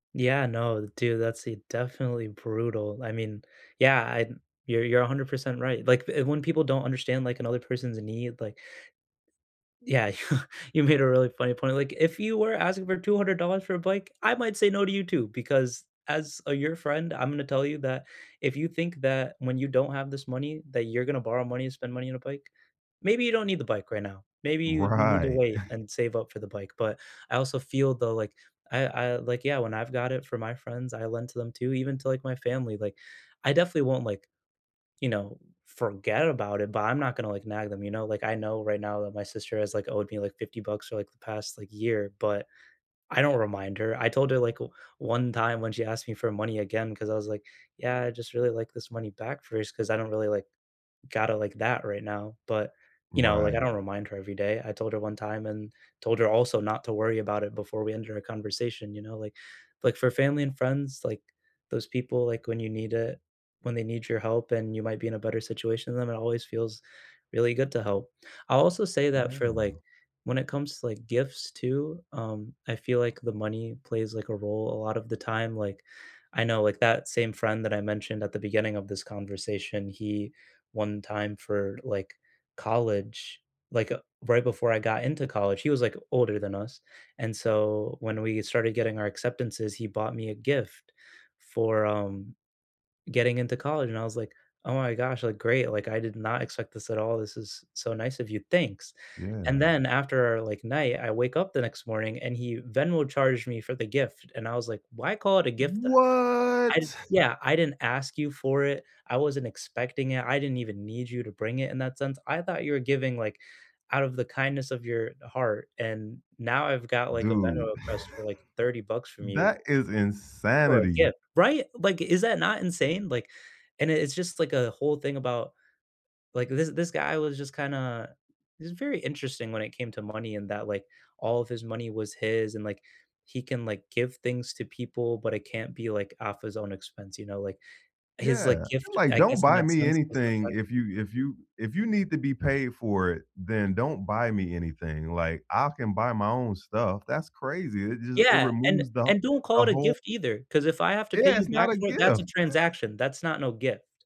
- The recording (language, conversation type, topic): English, unstructured, Have you ever lost a friend because of money issues?
- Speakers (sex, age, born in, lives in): male, 20-24, United States, United States; male, 50-54, United States, United States
- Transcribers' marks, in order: tapping; chuckle; chuckle; other background noise; drawn out: "What?"; chuckle; chuckle